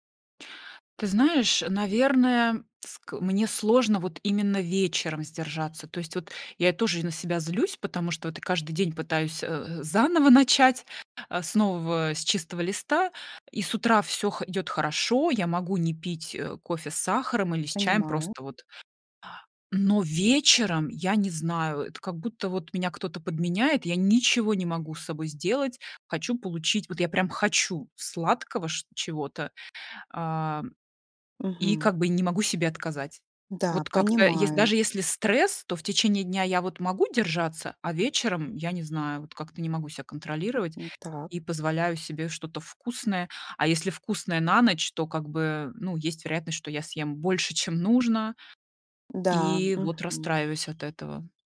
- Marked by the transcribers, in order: none
- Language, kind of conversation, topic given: Russian, advice, Почему я срываюсь на нездоровую еду после стрессового дня?